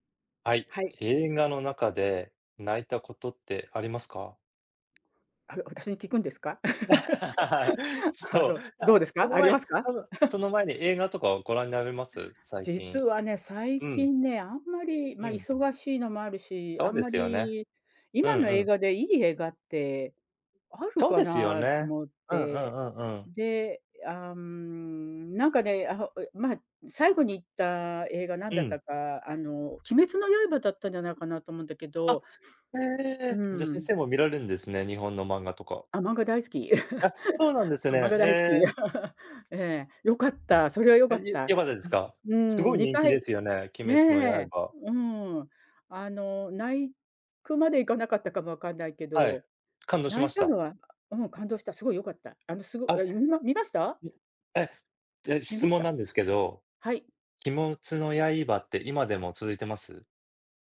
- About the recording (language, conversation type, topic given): Japanese, unstructured, 映画を観て泣いたことはありますか？それはどんな場面でしたか？
- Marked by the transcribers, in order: other background noise; laugh; chuckle; laugh; "鬼滅の刃" said as "きもつの刃"